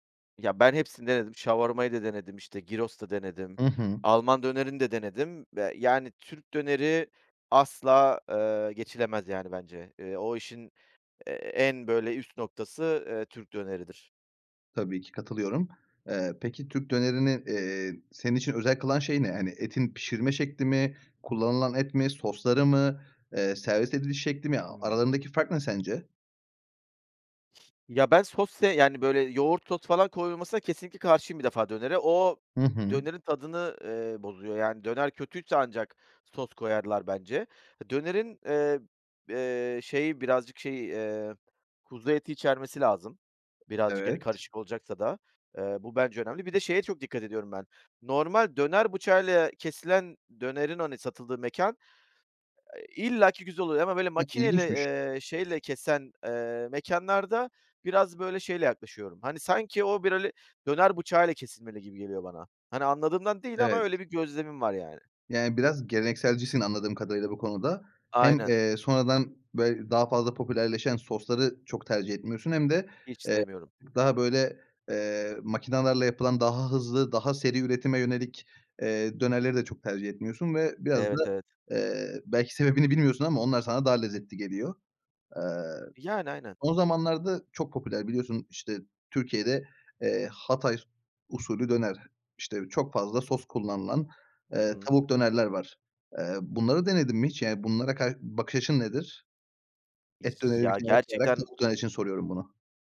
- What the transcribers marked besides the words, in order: other background noise; "böyle" said as "biröle"; tapping
- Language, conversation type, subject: Turkish, podcast, Çocukluğundaki en unutulmaz yemek anını anlatır mısın?